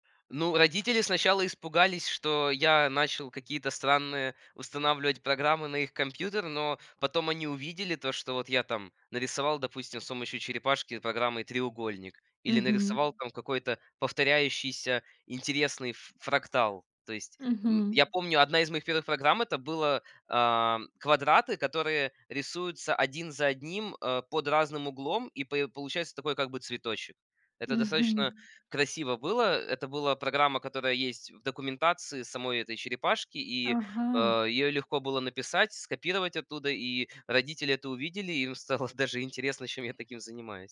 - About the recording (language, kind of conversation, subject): Russian, podcast, Как это хобби изменило твою жизнь?
- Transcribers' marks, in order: tapping; other background noise; laughing while speaking: "стало"